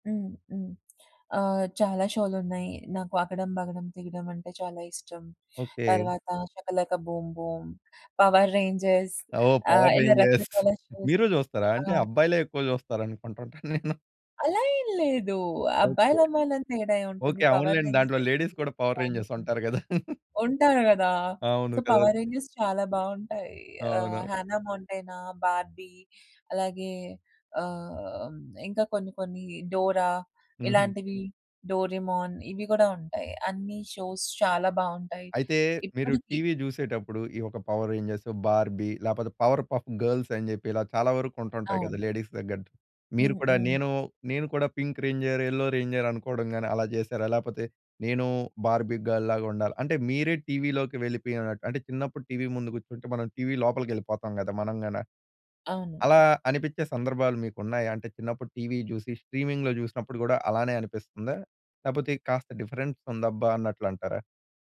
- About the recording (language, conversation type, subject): Telugu, podcast, స్ట్రీమింగ్ సేవలు వచ్చిన తర్వాత మీరు టీవీ చూసే అలవాటు ఎలా మారిందని అనుకుంటున్నారు?
- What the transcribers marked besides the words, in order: in English: "షోస్"; laughing while speaking: "అనుకుంటుంటా నేను"; in English: "లేడీస్"; laugh; in English: "సో"; in English: "షోస్"; in English: "లేడీస్"; in English: "స్ట్రీమింగ్‌లో"; in English: "డిఫరెన్స్"